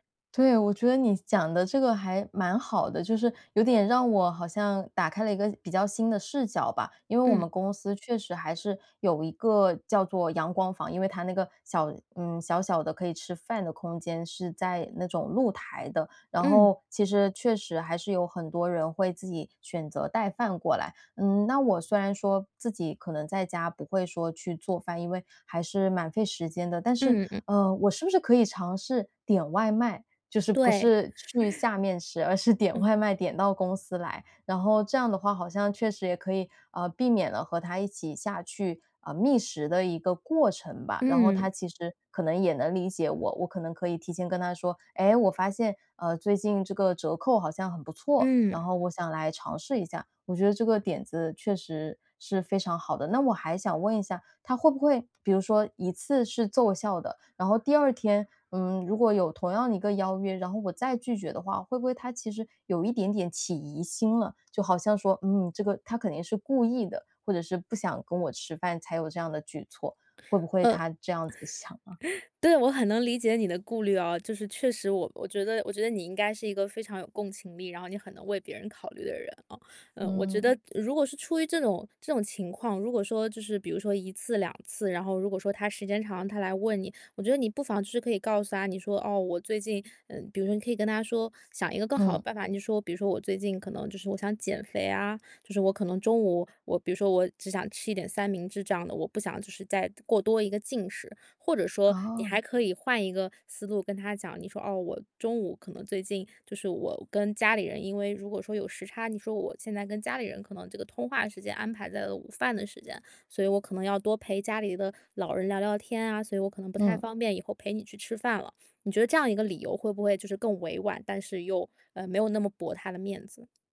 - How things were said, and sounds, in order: laughing while speaking: "而是点外卖点到公司来"; laugh; laugh
- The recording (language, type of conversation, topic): Chinese, advice, 如何在不伤害感情的情况下对朋友说不？